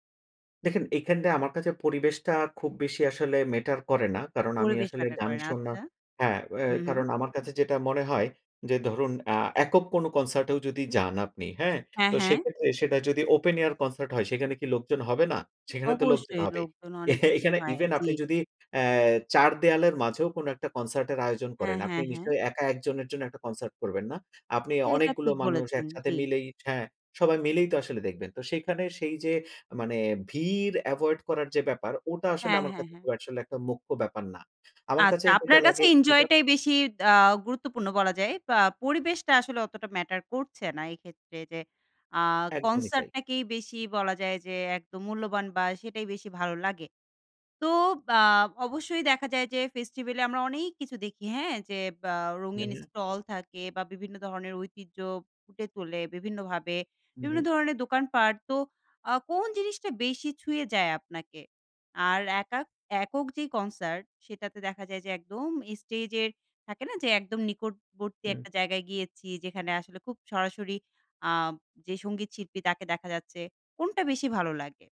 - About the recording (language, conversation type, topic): Bengali, podcast, ফেস্টিভ্যালের আমেজ আর একক কনসার্ট—তুমি কোনটা বেশি পছন্দ করো?
- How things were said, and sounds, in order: laughing while speaking: "এ এখানে"; in English: "এভয়েড"; tapping